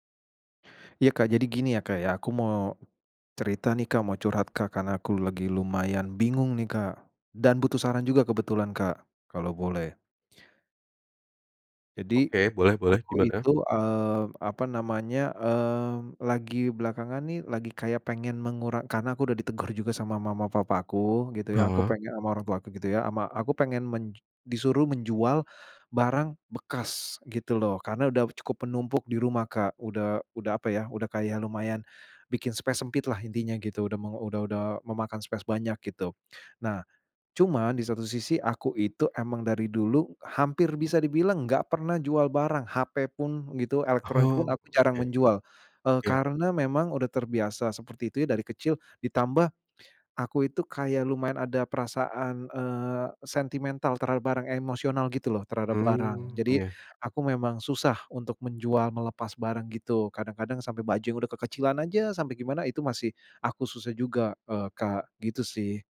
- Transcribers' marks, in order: tapping; in English: "space"; in English: "space"
- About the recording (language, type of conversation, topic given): Indonesian, advice, Mengapa saya merasa emosional saat menjual barang bekas dan terus menundanya?